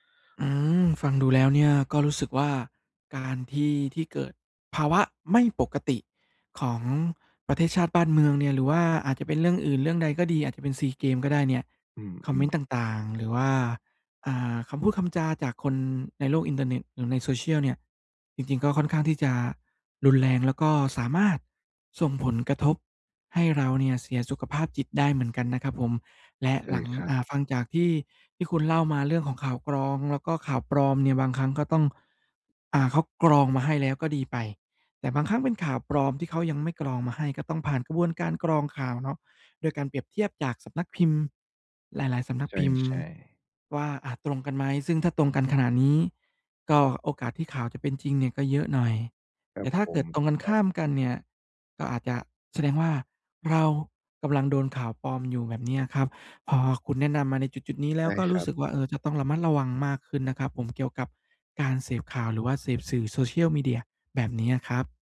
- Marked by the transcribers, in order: none
- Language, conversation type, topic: Thai, advice, ทำอย่างไรดีเมื่อรู้สึกเหนื่อยล้าจากการติดตามข่าวตลอดเวลาและเริ่มกังวลมาก?